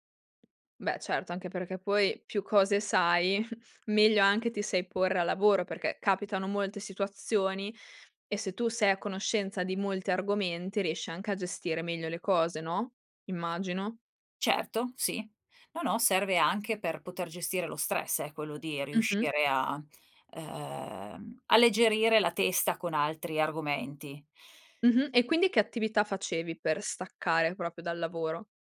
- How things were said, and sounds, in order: tapping; chuckle; "proprio" said as "propio"
- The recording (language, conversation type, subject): Italian, podcast, Come riuscivi a trovare il tempo per imparare, nonostante il lavoro o la scuola?